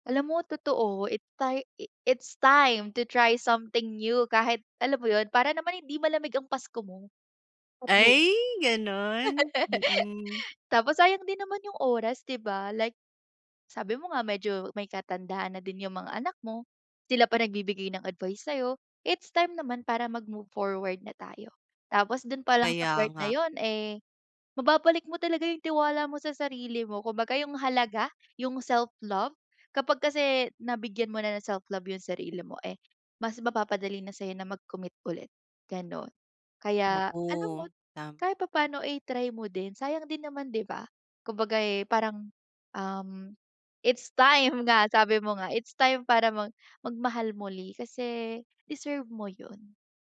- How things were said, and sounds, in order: unintelligible speech; laugh; laughing while speaking: "it's time nga"
- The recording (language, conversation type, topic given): Filipino, advice, Paano ko maibabalik ang tiwala ko sa sarili at sa sariling halaga matapos ang masakit na paghihiwalay?